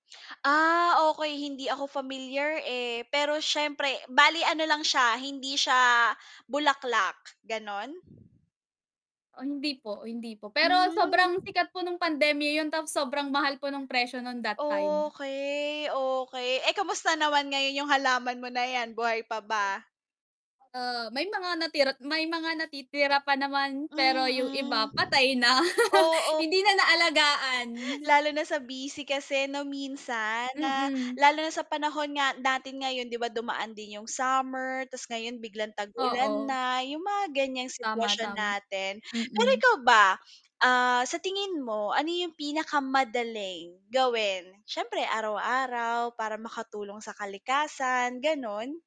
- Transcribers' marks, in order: wind; drawn out: "Okey"; exhale; chuckle; sniff
- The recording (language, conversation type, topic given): Filipino, unstructured, Ano-ano ang mga simpleng bagay na ginagawa mo upang makatulong sa kalikasan?